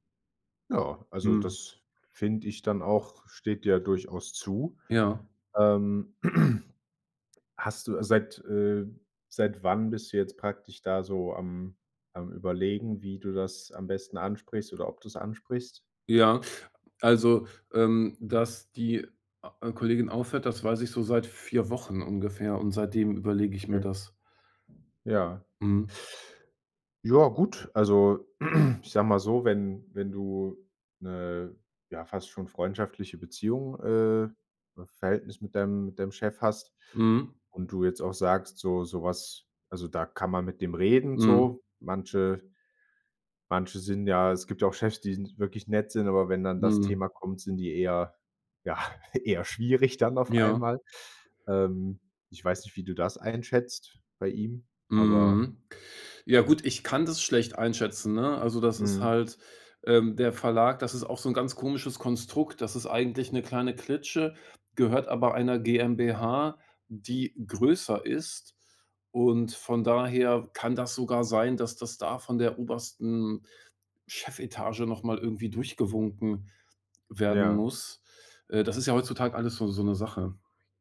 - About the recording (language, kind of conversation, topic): German, advice, Wie kann ich mit meinem Chef ein schwieriges Gespräch über mehr Verantwortung oder ein höheres Gehalt führen?
- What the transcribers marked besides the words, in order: throat clearing; throat clearing; chuckle